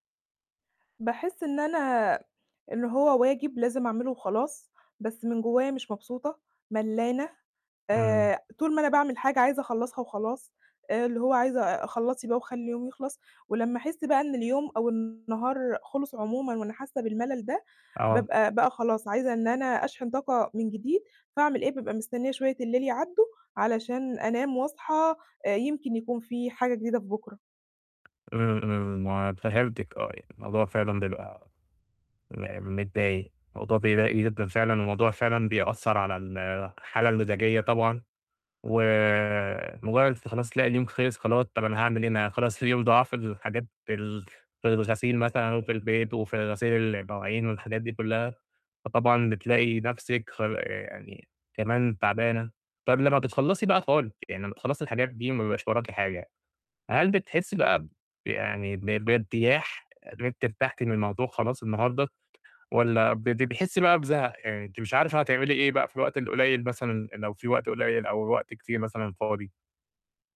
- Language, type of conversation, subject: Arabic, advice, إزاي ألاقي معنى أو قيمة في المهام الروتينية المملة اللي بعملها كل يوم؟
- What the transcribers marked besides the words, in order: tapping; other background noise